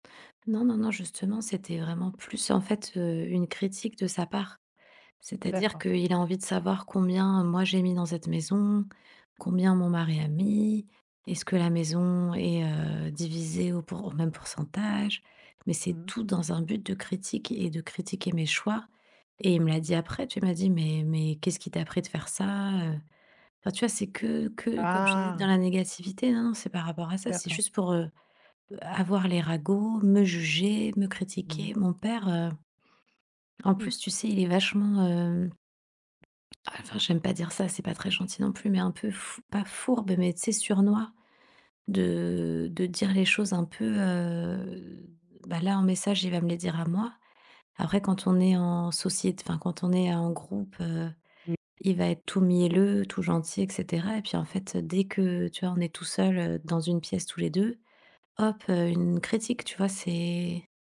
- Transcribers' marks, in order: drawn out: "Ah !"; unintelligible speech; tapping; "sournois" said as "surnois"; other background noise; drawn out: "heu"; drawn out: "heu"; unintelligible speech
- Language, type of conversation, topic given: French, advice, Comment réagir quand un membre de ma famille remet en question mes choix de vie importants ?